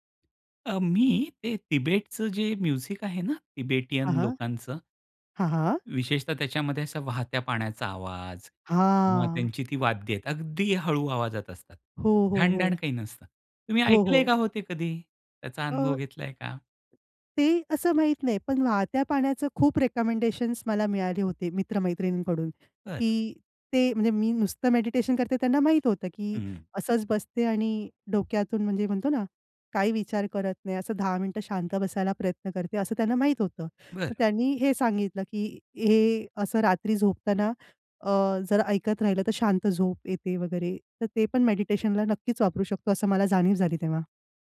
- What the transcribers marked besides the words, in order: tapping; in English: "म्युझिक"; other background noise; drawn out: "हां"
- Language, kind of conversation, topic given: Marathi, podcast, ध्यानासाठी शांत जागा उपलब्ध नसेल तर तुम्ही काय करता?